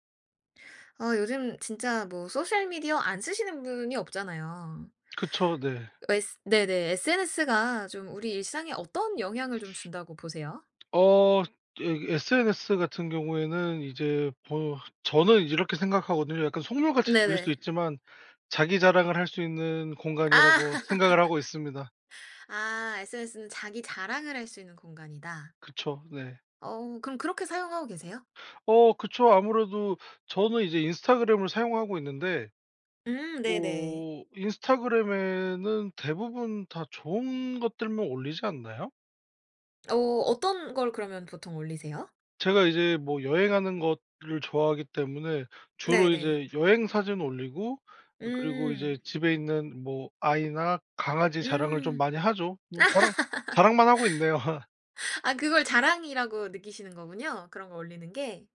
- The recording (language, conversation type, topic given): Korean, podcast, SNS가 일상에 어떤 영향을 준다고 보세요?
- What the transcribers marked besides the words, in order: in English: "소셜 미디어"; teeth sucking; lip smack; laugh; laugh; laugh